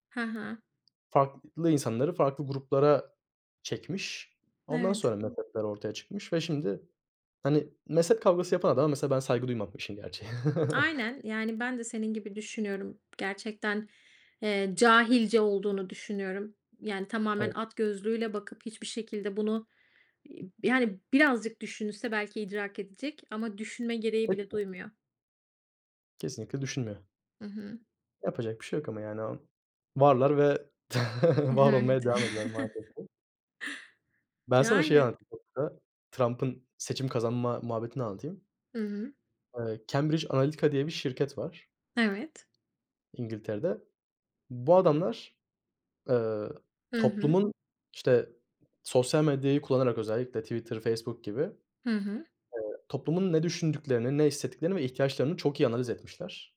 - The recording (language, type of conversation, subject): Turkish, unstructured, Hayatında öğrendiğin en ilginç bilgi neydi?
- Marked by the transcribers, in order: other background noise; chuckle; tapping; unintelligible speech; chuckle; laughing while speaking: "Evet"; chuckle; unintelligible speech